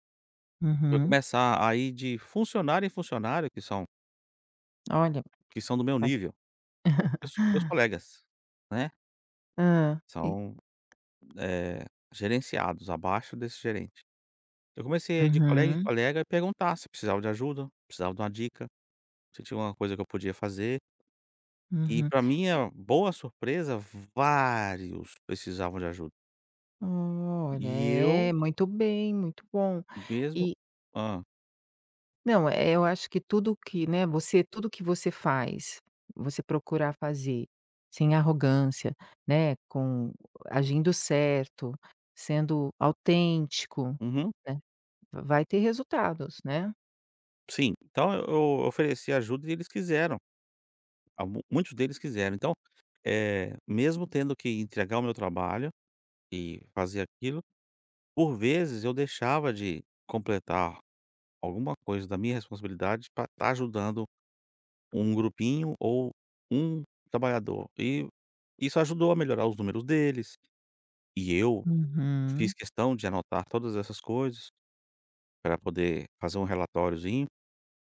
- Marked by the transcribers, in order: tapping; laugh; other noise; drawn out: "vários"
- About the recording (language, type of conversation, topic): Portuguese, advice, Como pedir uma promoção ao seu gestor após resultados consistentes?